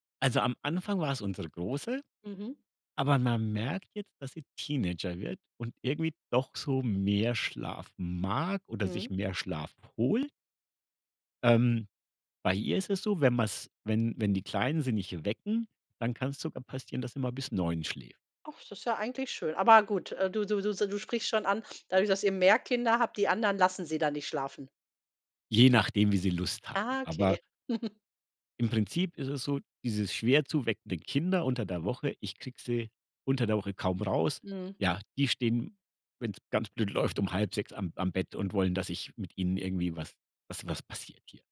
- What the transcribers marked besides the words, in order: stressed: "mag"; stressed: "holt"; chuckle
- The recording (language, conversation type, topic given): German, podcast, Wie beginnt bei euch typischerweise ein Sonntagmorgen?